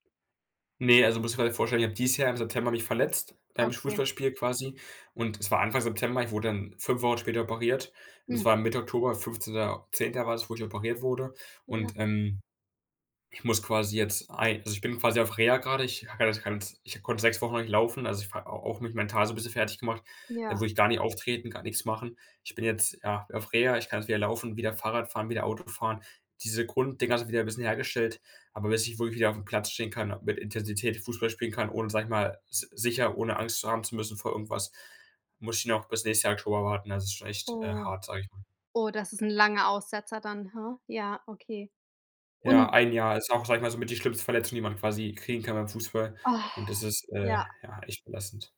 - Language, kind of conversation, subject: German, advice, Wie kann ich nach einer längeren Pause meine Leidenschaft wiederfinden?
- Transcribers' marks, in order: other background noise; unintelligible speech